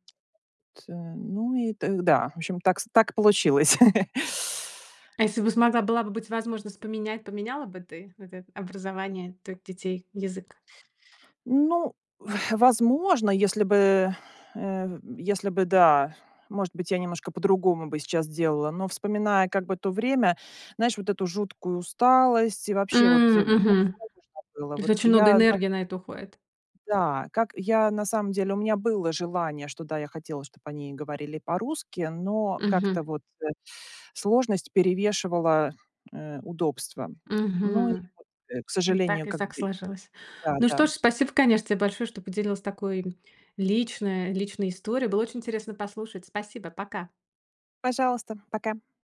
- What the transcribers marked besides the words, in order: tapping; laugh; grunt; sigh
- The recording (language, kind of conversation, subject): Russian, podcast, Как язык влияет на твоё самосознание?